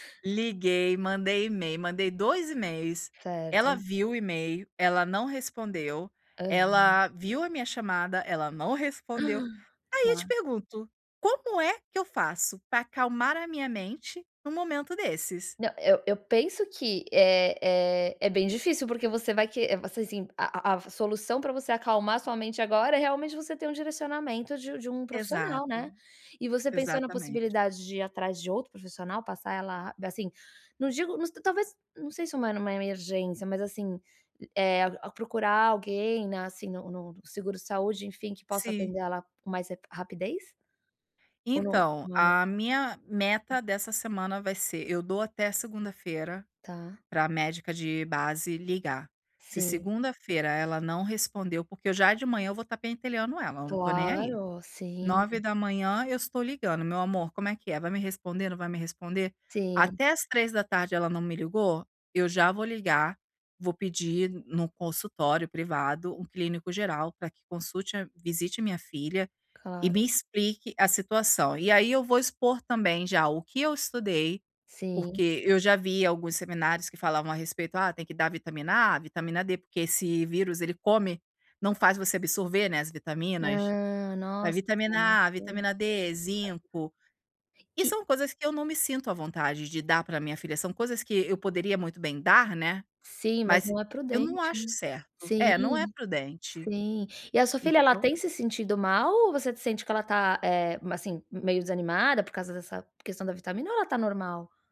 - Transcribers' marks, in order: other background noise; tapping
- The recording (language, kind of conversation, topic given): Portuguese, advice, Como posso parar pensamentos inquietos que me impedem de relaxar à noite?